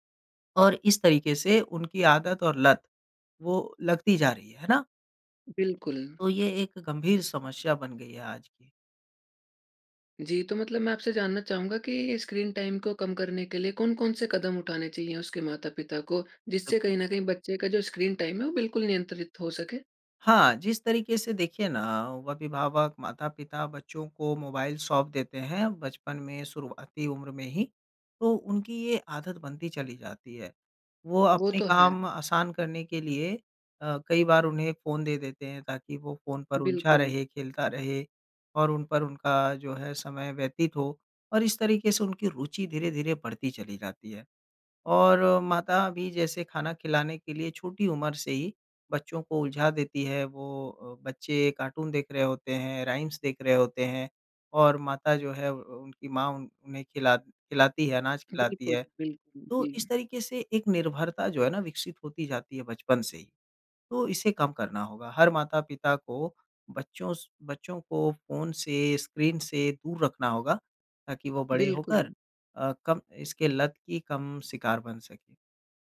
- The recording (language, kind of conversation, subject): Hindi, podcast, बच्चों का स्क्रीन समय सीमित करने के व्यावहारिक तरीके क्या हैं?
- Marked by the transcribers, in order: "समस्या" said as "समश्या"; in English: "टाइम"; in English: "टाइम"